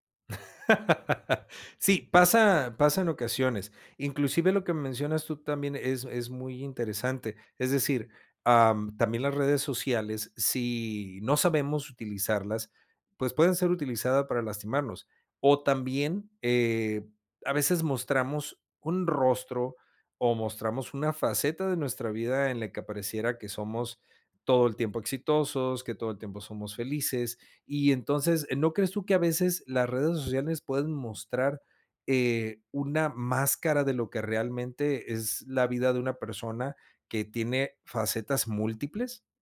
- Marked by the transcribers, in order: laugh
- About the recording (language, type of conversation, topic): Spanish, podcast, ¿En qué momentos te desconectas de las redes sociales y por qué?